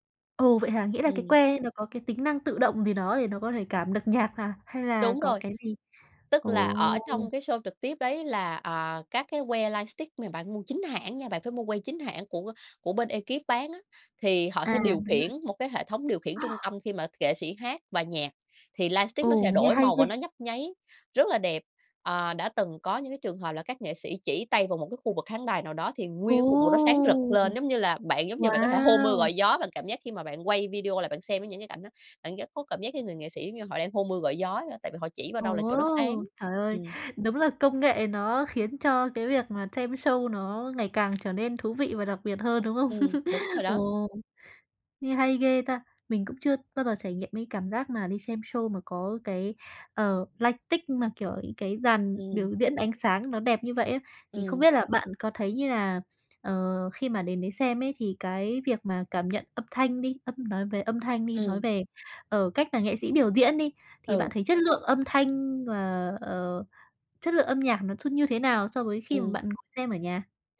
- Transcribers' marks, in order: laughing while speaking: "nhạc"; other background noise; in English: "lightstick"; other noise; in English: "lightstick"; tapping; chuckle; in English: "lai tích"; "lightstick" said as "lai tích"
- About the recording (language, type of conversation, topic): Vietnamese, podcast, Điều gì khiến bạn mê nhất khi xem một chương trình biểu diễn trực tiếp?